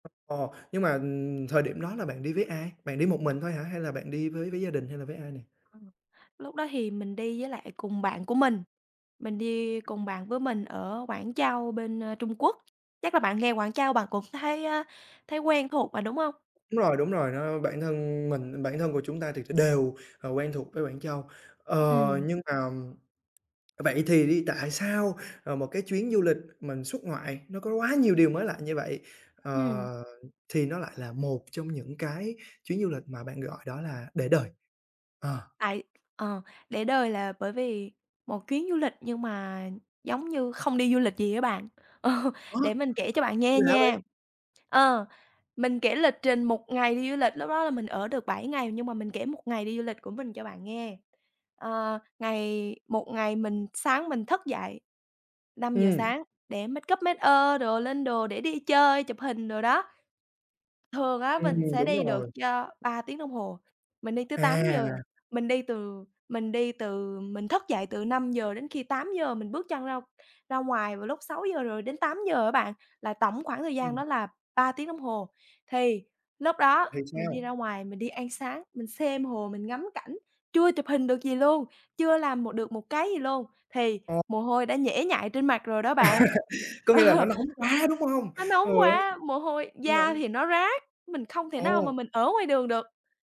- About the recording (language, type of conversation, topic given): Vietnamese, podcast, Bạn đã từng có chuyến du lịch để đời chưa? Kể xem?
- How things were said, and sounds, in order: other background noise; tapping; laughing while speaking: "Ờ"; unintelligible speech; in English: "make up, make"; laugh; laughing while speaking: "Ờ"